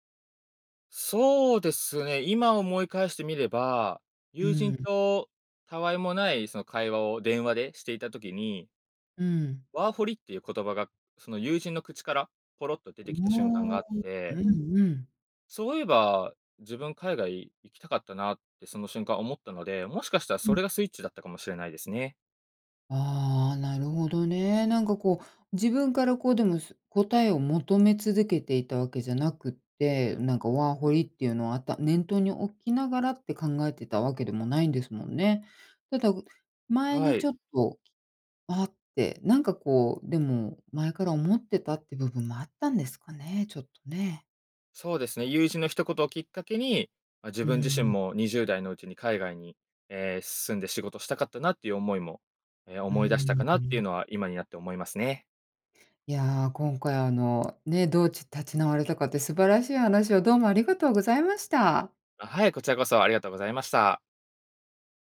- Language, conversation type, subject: Japanese, podcast, 失敗からどう立ち直りましたか？
- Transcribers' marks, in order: none